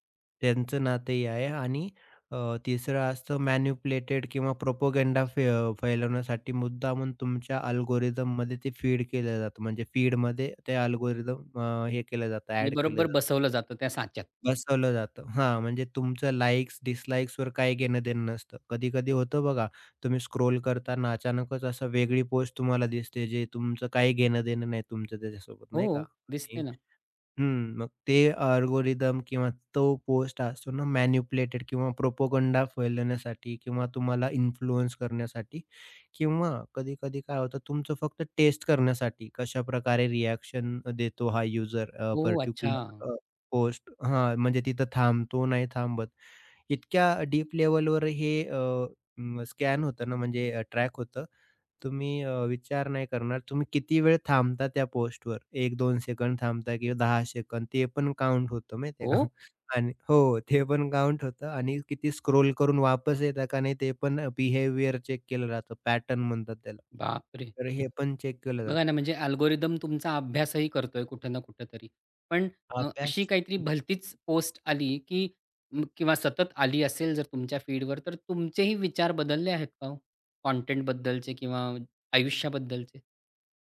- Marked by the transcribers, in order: in English: "प्रोपगंडा"; in English: "अल्गोरिथम"; in English: "अल्गोरिथम"; in English: "लाइक्स डिसलाइक्सवर"; in English: "स्क्रोल"; other noise; in English: "अल्गोरिथम"; in English: "प्रोपगंडा"; in English: "रिएक्शन"; laughing while speaking: "आहे का, आणि हो ते पण काउंट होतं"; other background noise; in English: "स्क्रोल"; in English: "बिहेवियर"; in English: "पॅटर्न"; in English: "अल्गोरिथम"
- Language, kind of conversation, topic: Marathi, podcast, सामग्रीवर शिफारस-यंत्रणेचा प्रभाव तुम्हाला कसा जाणवतो?